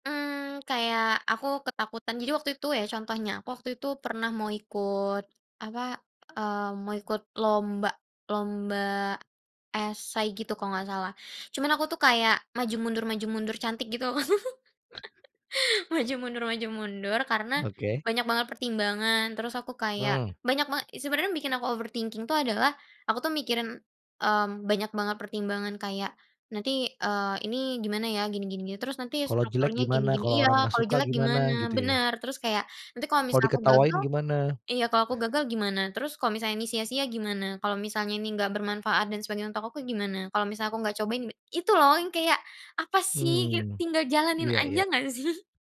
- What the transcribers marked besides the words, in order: laugh; in English: "overthinking"; laughing while speaking: "sih?"
- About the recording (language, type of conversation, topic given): Indonesian, podcast, Bagaimana kamu mengubah pikiran negatif menjadi motivasi?